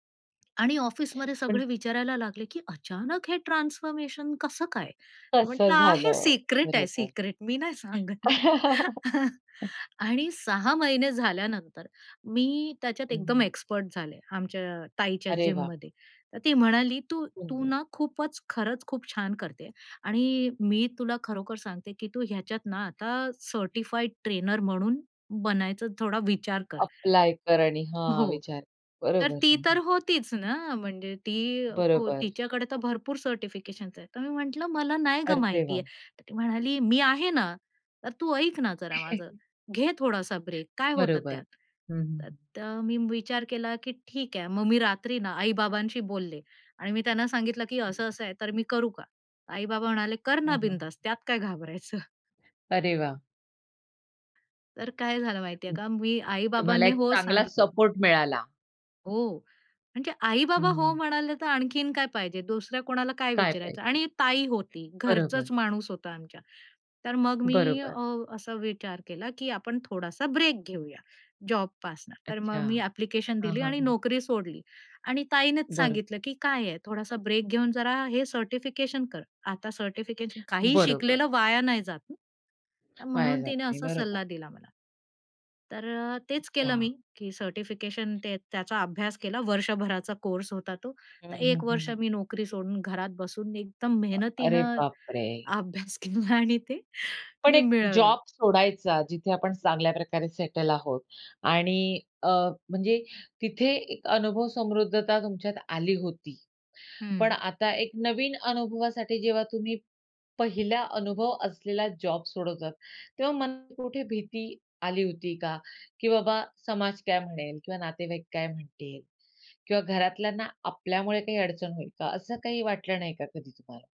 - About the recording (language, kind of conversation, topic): Marathi, podcast, एखादा अनुभव ज्यामुळे तुमच्या आयुष्याची दिशा बदलली, तो कोणता होता?
- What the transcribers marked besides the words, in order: other background noise; in English: "ट्रान्सफॉर्मेशन"; in English: "सिक्रेट"; chuckle; in English: "सर्टिफाइड ट्रेनर"; in English: "अप्लाय"; tapping; in English: "सर्टिफिकेशन्स"; chuckle; unintelligible speech; laughing while speaking: "घाबरायचं"; in English: "सर्टिफिकेशन"; in English: "सर्टिफिकेशन"; laughing while speaking: "अभ्यास केला आणि ते"; in English: "सेटल"